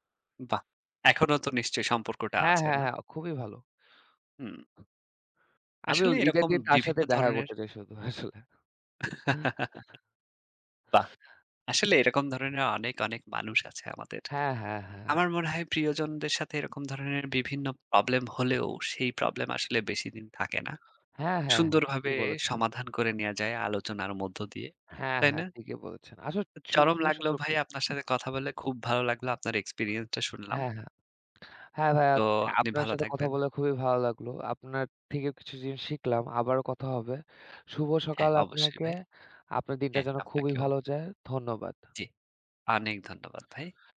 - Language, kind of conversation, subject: Bengali, unstructured, কোনো প্রিয়জনের সঙ্গে দ্বন্দ্ব হলে আপনি প্রথমে কী করেন?
- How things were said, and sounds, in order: laughing while speaking: "আসলে"; giggle; sniff; unintelligible speech; other background noise; tapping